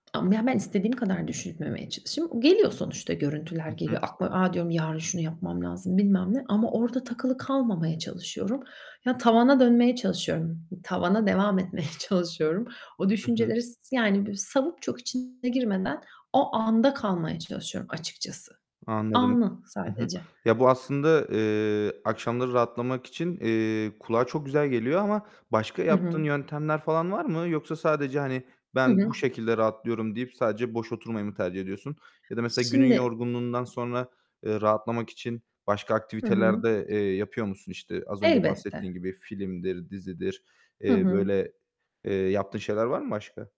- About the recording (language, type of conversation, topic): Turkish, podcast, Akşamları rahatlamak için neler yaparsın?
- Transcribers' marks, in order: other background noise; tapping; other noise; laughing while speaking: "etmeye"; distorted speech; static